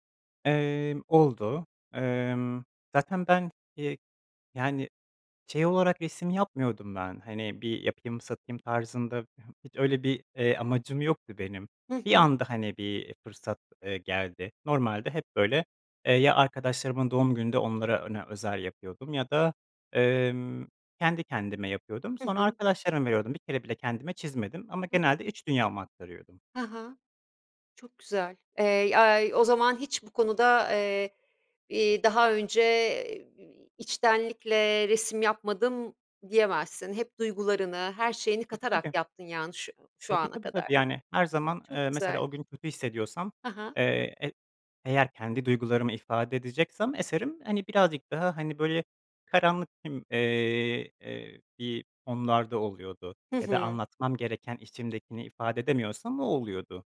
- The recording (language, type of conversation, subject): Turkish, podcast, Sanat ve para arasında nasıl denge kurarsın?
- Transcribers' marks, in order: tapping